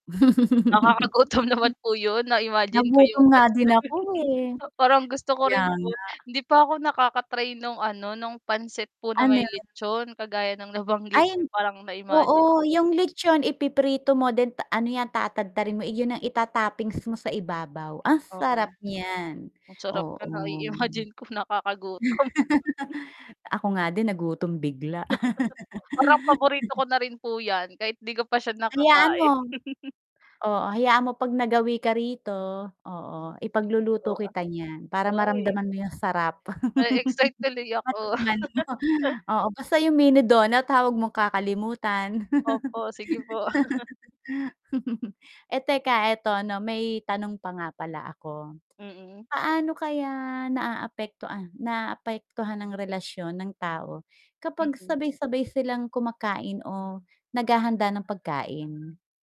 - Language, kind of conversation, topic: Filipino, unstructured, Paano mo ipinapakita ang pagmamahal sa pamamagitan ng pagkain?
- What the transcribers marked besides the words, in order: laugh; static; laughing while speaking: "Nakakagutom naman po yun na-imagine ko yung pansit"; laugh; laughing while speaking: "na-imagine ko nakakagutom"; laugh; laugh; laugh; unintelligible speech; laugh; laugh